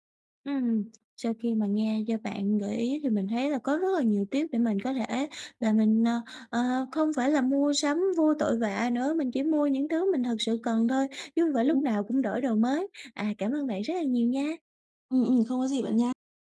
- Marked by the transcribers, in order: tsk; tapping
- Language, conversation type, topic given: Vietnamese, advice, Làm sao để hài lòng với những thứ mình đang có?